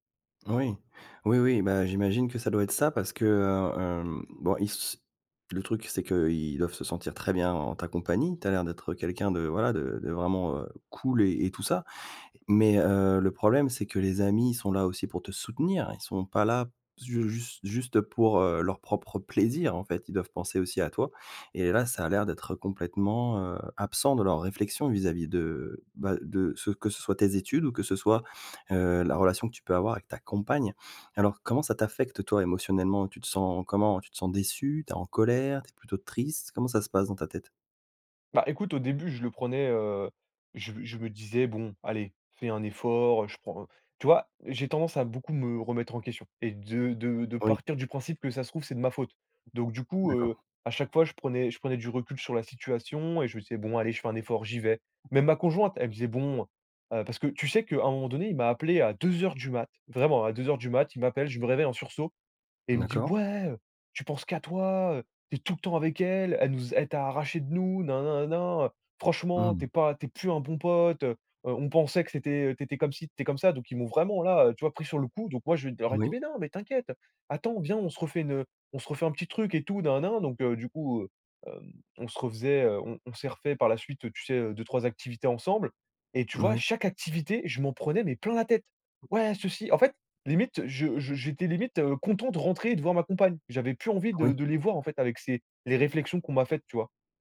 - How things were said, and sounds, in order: stressed: "deux heures"
- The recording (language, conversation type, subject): French, advice, Comment gérer des amis qui s’éloignent parce que je suis moins disponible ?
- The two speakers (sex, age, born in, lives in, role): male, 20-24, France, France, user; male, 40-44, France, France, advisor